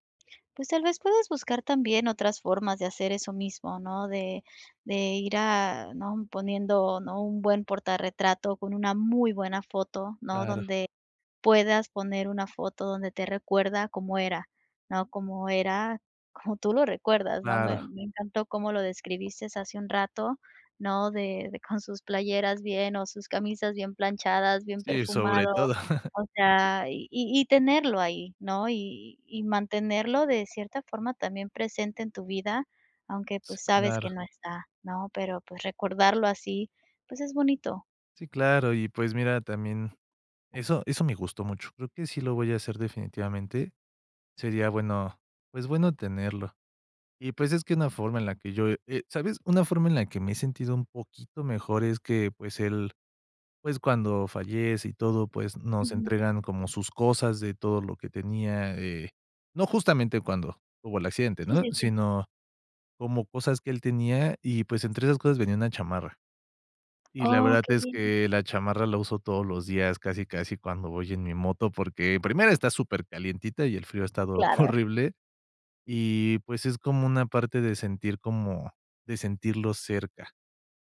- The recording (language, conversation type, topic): Spanish, advice, ¿Por qué el aniversario de mi relación me provoca una tristeza inesperada?
- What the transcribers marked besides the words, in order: stressed: "muy"; tapping; other background noise; chuckle; laughing while speaking: "horrible"